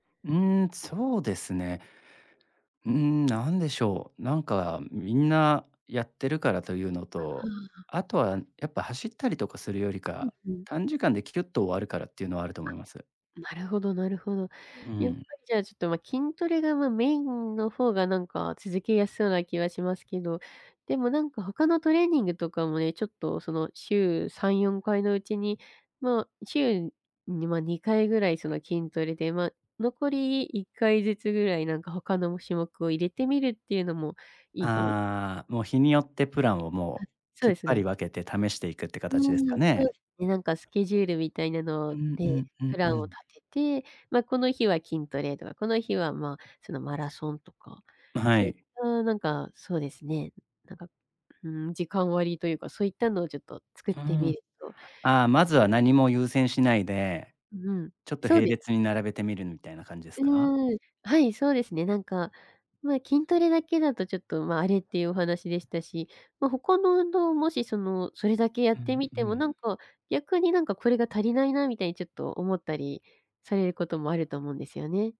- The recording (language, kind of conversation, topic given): Japanese, advice, 運動プランが多すぎて何を優先すべきかわからないとき、どうすれば優先順位を決められますか？
- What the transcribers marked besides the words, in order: other background noise